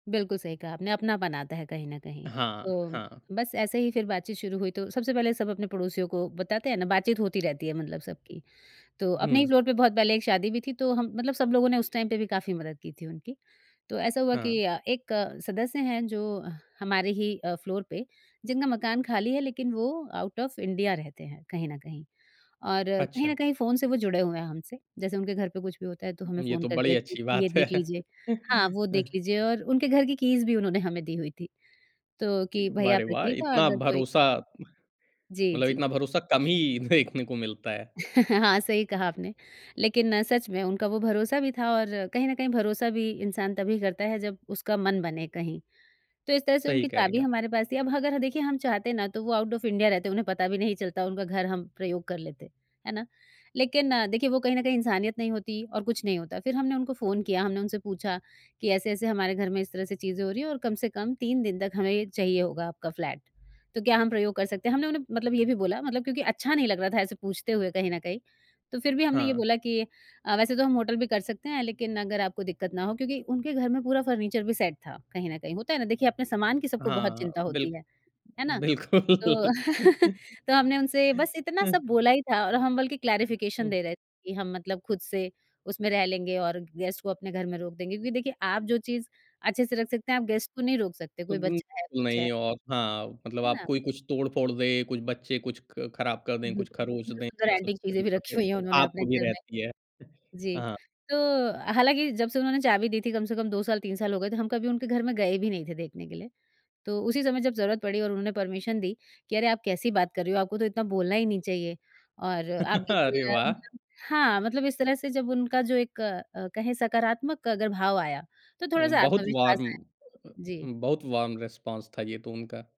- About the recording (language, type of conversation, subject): Hindi, podcast, किसी पड़ोसी से हुई छोटी-सी बातचीत ने आपका दिन कैसे बना दिया?
- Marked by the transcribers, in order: tapping; in English: "फ्लोर"; in English: "टाइम"; in English: "फ्लोर"; in English: "आउट ऑफ"; laughing while speaking: "बात है"; chuckle; in English: "कीज़"; chuckle; in English: "आउट ऑफ"; in English: "फर्नीचर"; in English: "सेट"; laughing while speaking: "बिल्कुल"; chuckle; in English: "क्लैरिफिकेशन"; in English: "गेस्ट"; in English: "गेस्ट"; unintelligible speech; other noise; in English: "एंटिक"; laughing while speaking: "रखी हुई है"; other background noise; in English: "परमिशन"; chuckle; in English: "वॉर्म"; in English: "वॉर्म रिस्पॉन्स"